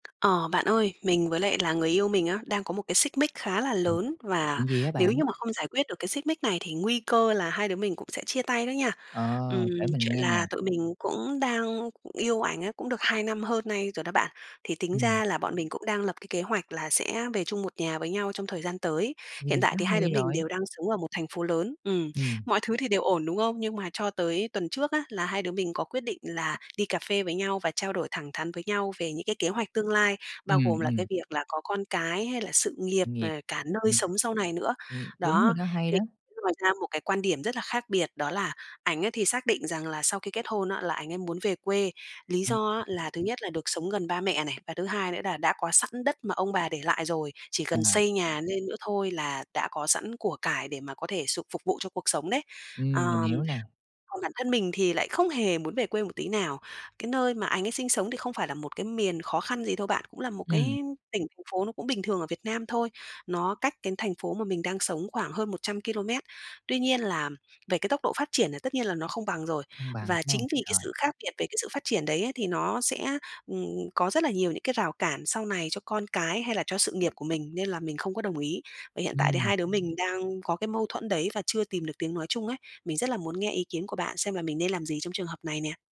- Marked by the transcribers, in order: tapping; unintelligible speech; other background noise; unintelligible speech
- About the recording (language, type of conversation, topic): Vietnamese, advice, Làm sao để hai người trao đổi và tìm được hướng dung hòa khi khác nhau về kế hoạch tương lai như chuyện có con, sự nghiệp và nơi sẽ sống?